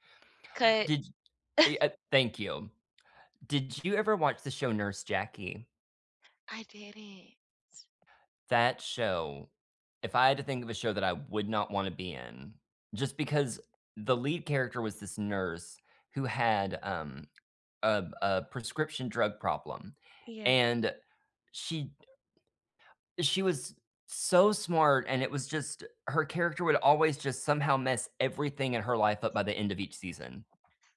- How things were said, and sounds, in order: scoff; other background noise; tapping
- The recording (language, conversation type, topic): English, unstructured, If you could make a one-episode cameo on any TV series, which one would you choose, and why would it be the perfect fit for you?
- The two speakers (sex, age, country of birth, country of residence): female, 25-29, United States, United States; male, 35-39, United States, United States